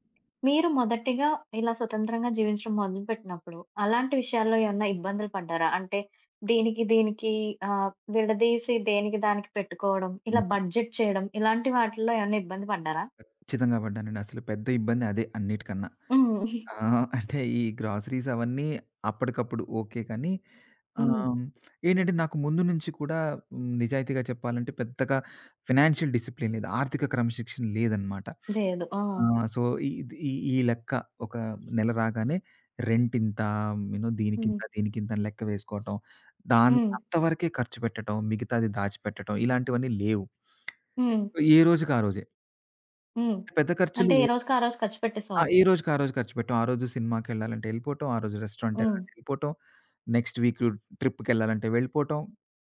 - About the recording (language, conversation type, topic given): Telugu, podcast, మీరు ఇంటి నుంచి బయటకు వచ్చి స్వతంత్రంగా జీవించడం మొదలు పెట్టినప్పుడు మీకు ఎలా అనిపించింది?
- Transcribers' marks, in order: tapping; in English: "బడ్జెట్"; stressed: "ఖచ్చితంగా"; giggle; in English: "గ్రాసరీస్"; in English: "ఫినాన్షియల్ డిసిప్లిన్"; in English: "సో"; in English: "సో"; other background noise; in English: "రెస్టారెంట్"; in English: "నెక్స్ట్"